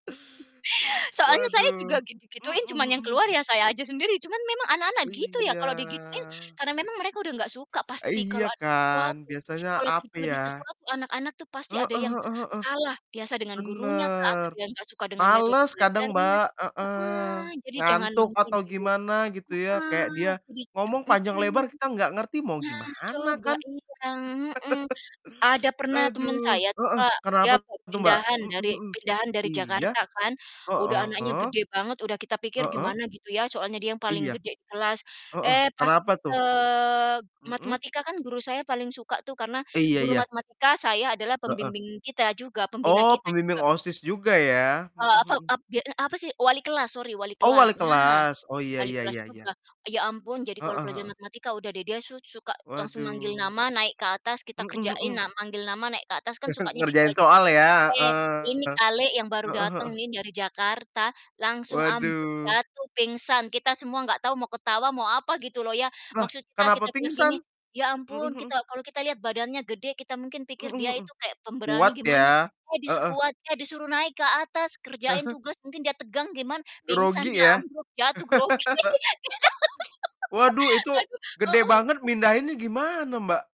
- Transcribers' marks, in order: drawn out: "Iya"; distorted speech; unintelligible speech; chuckle; chuckle; chuckle; laugh; laughing while speaking: "grogi, aduh"; laugh
- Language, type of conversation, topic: Indonesian, unstructured, Apa kenangan paling lucu yang kamu alami saat belajar di kelas?